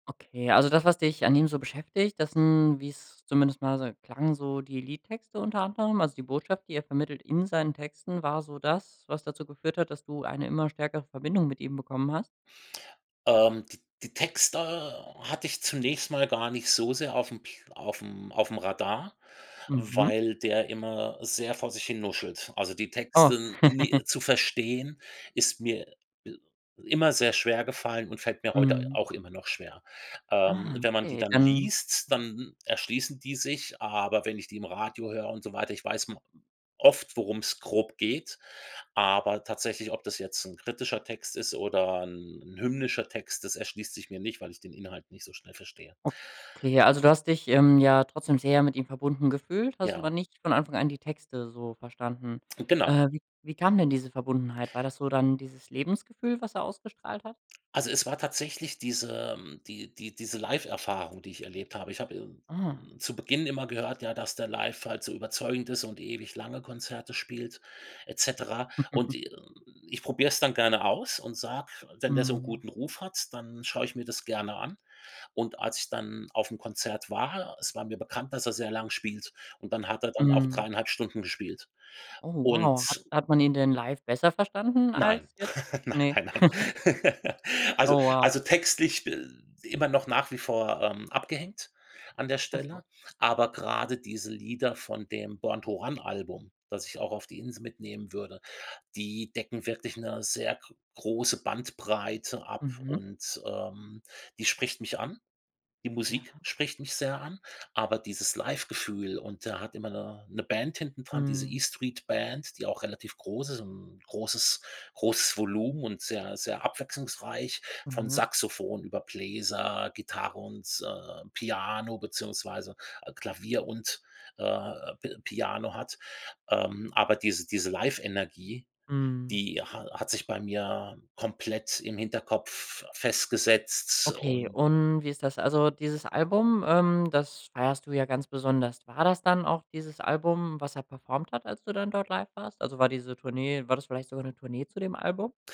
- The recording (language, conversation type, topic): German, podcast, Welches Album würdest du auf eine einsame Insel mitnehmen?
- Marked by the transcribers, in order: chuckle; other noise; chuckle; chuckle; laughing while speaking: "Nein nein nein"; chuckle